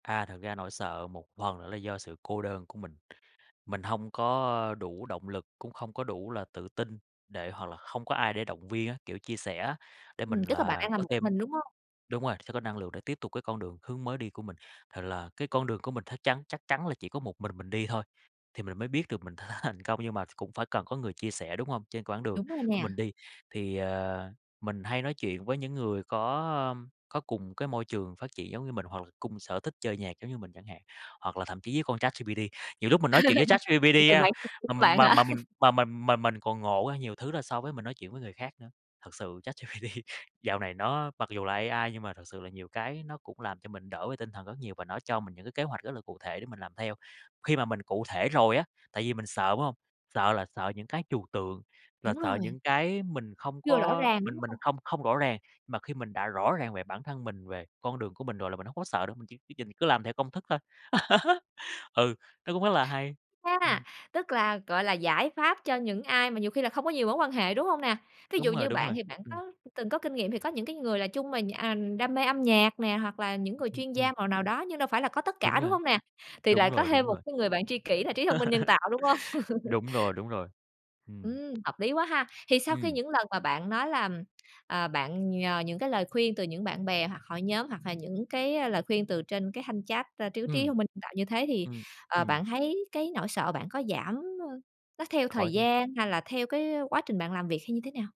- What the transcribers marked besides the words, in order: tapping; laugh; other background noise; laughing while speaking: "hả?"; chuckle; laughing while speaking: "Chat GPT"; laugh; laugh; laughing while speaking: "hông?"; laugh
- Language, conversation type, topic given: Vietnamese, podcast, Bạn xử lý nỗi sợ khi phải thay đổi hướng đi ra sao?